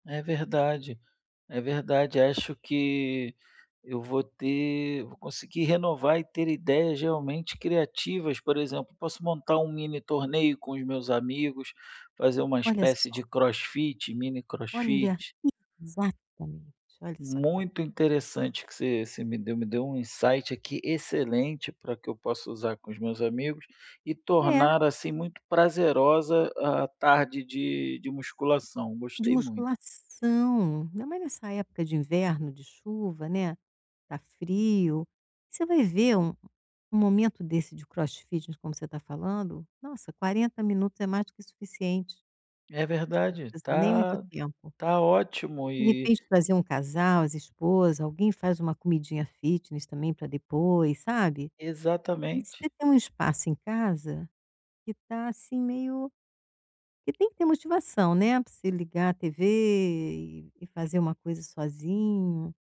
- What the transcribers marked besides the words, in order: tapping; in English: "insight"; other background noise; in English: "fitness"
- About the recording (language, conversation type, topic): Portuguese, advice, Como posso mudar meu ambiente para estimular ideias mais criativas?
- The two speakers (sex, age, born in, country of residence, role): female, 65-69, Brazil, Portugal, advisor; male, 35-39, Brazil, Spain, user